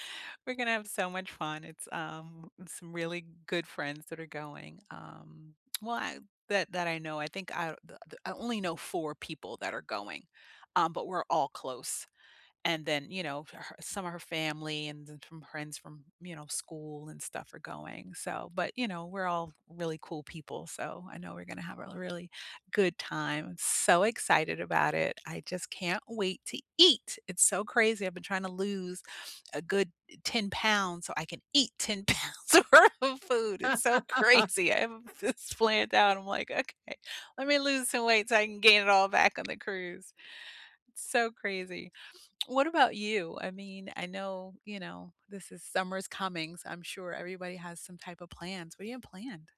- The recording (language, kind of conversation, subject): English, unstructured, What are you most looking forward to this month, and how will you slow down, savor, and share it?
- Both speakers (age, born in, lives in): 30-34, United States, United States; 50-54, United States, United States
- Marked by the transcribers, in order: stressed: "eat!"; stressed: "eat"; laughing while speaking: "pounds worth of food. It's … I'm like, Okay"; laugh; stressed: "crazy"